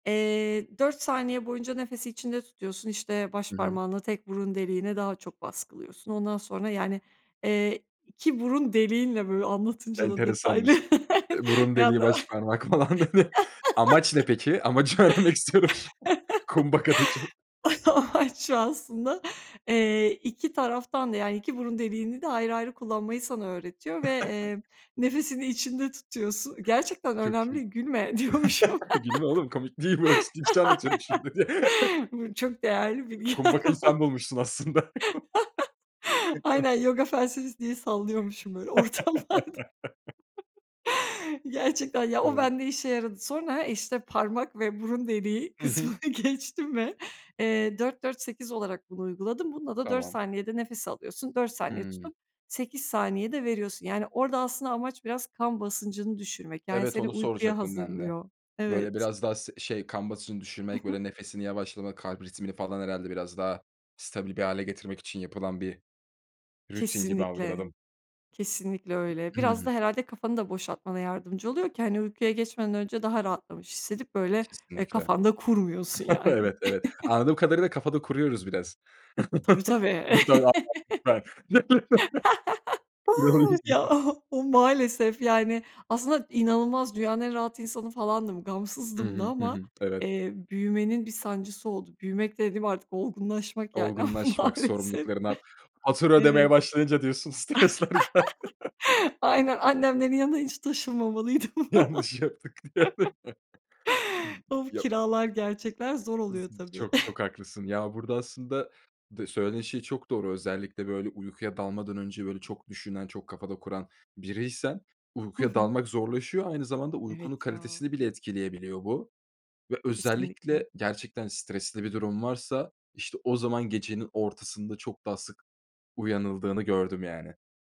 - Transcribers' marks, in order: other background noise; laughing while speaking: "falan"; chuckle; unintelligible speech; laugh; laughing while speaking: "Amaç"; laughing while speaking: "Amacı öğrenmek istiyorum şu an Kumbhaka'daki"; chuckle; laugh; laughing while speaking: "Aynen"; chuckle; laughing while speaking: "Gülme oğlum! Komik değil bu, ciddi bir şey anlatıyorum şurada. diye"; laughing while speaking: "bilgiler falan"; chuckle; chuckle; laughing while speaking: "böyle, ortamlarda"; laugh; laughing while speaking: "aslında"; laugh; laugh; laughing while speaking: "kısmını geçtim ve"; chuckle; laugh; chuckle; unintelligible speech; laugh; tapping; unintelligible speech; laughing while speaking: "ama maalesef"; laughing while speaking: "stresler geldi"; chuckle; laugh; laughing while speaking: "Yanlış yaptık bir yerde"; laugh; unintelligible speech; chuckle
- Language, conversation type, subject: Turkish, podcast, Gece uyanıp tekrar uyuyamadığında bununla nasıl başa çıkıyorsun?